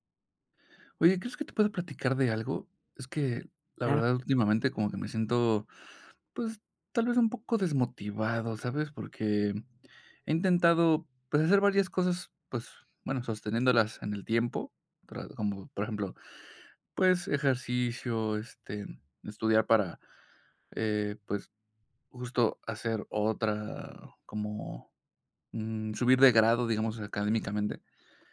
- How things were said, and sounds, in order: none
- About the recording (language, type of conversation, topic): Spanish, advice, ¿Cómo puedo mantener la motivación a largo plazo cuando me canso?